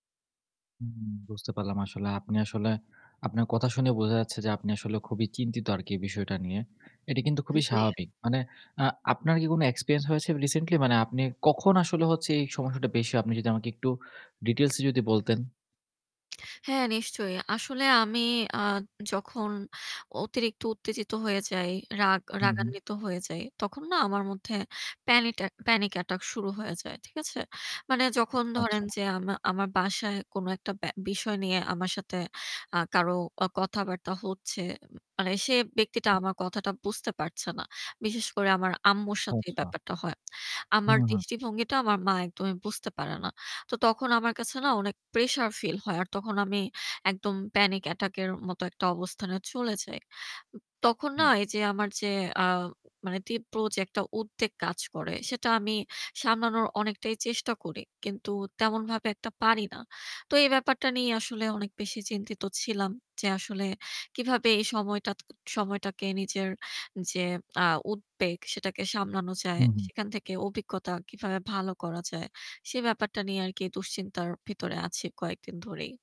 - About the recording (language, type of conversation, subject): Bengali, advice, আপনি প্যানিক অ্যাটাক বা তীব্র উদ্বেগের মুহূর্ত কীভাবে সামলান?
- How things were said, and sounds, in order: static; in English: "experience"; in English: "recently?"; in English: "details"; other background noise; distorted speech; in English: "panic attack"; in English: "panic attack"